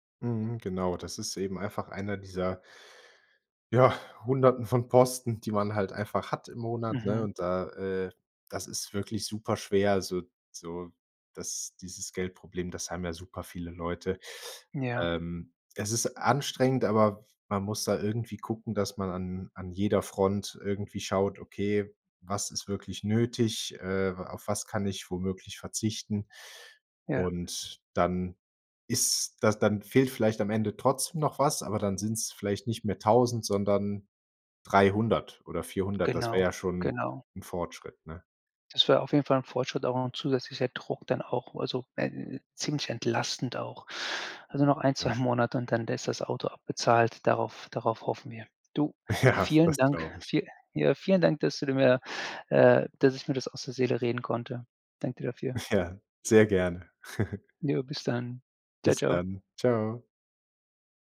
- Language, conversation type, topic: German, advice, Wie komme ich bis zum Monatsende mit meinem Geld aus?
- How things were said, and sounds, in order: laughing while speaking: "zwei"; laughing while speaking: "Ja"; laughing while speaking: "Ja"; chuckle